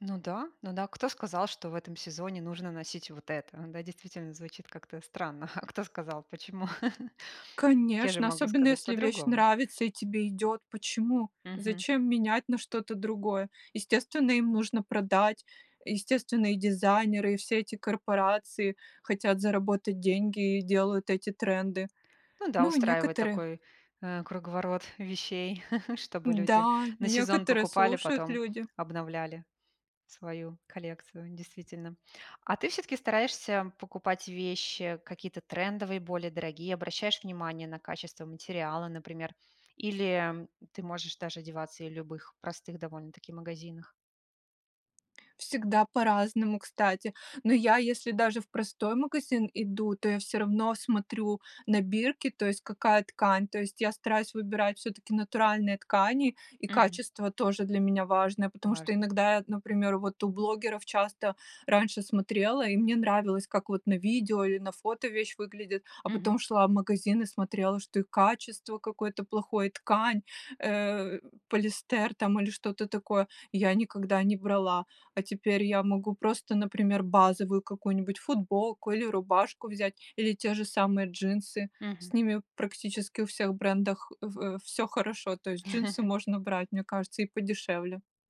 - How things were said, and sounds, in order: chuckle; chuckle; tapping; "полиэстер" said as "полистер"; chuckle
- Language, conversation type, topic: Russian, podcast, Откуда ты черпаешь вдохновение для создания образов?